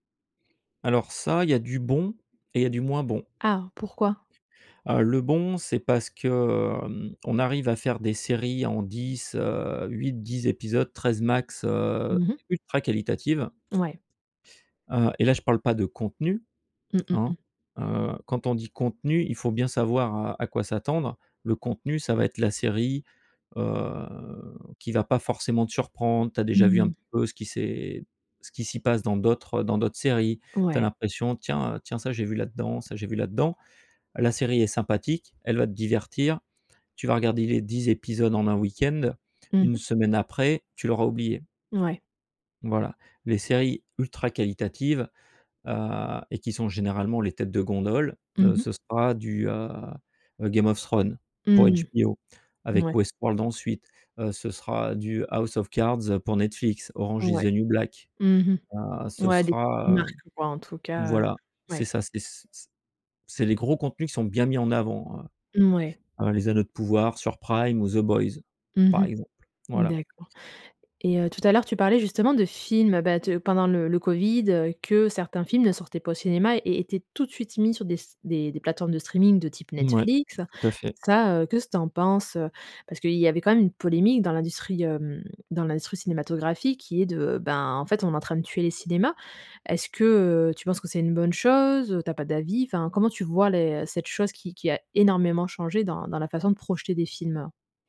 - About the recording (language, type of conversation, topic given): French, podcast, Comment le streaming a-t-il transformé le cinéma et la télévision ?
- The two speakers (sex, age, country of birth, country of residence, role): female, 35-39, France, Germany, host; male, 45-49, France, France, guest
- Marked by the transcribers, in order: put-on voice: "Game of Thrones"; put-on voice: "HBO"; put-on voice: "Westworld"; put-on voice: "House of Cards"; put-on voice: "is the New Black"; other background noise; "petites" said as "petits"; put-on voice: "The boys"; put-on voice: "streaming"; "qu'est" said as "que"